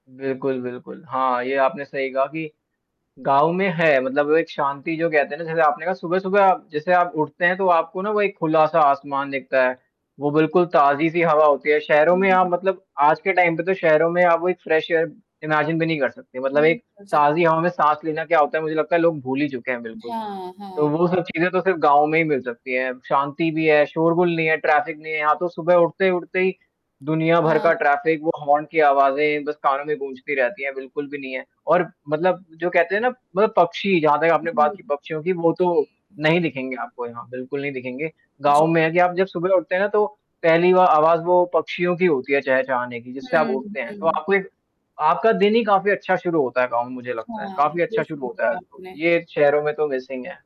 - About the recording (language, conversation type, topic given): Hindi, unstructured, आप शहर में रहना पसंद करेंगे या गाँव में रहना?
- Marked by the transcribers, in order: in English: "टाइम"; static; distorted speech; in English: "फ्रेश एयर इमेजिन"; in English: "ट्रैफ़िक"; in English: "ट्रैफ़िक"; in English: "हॉर्न"; in English: "मिसिंग"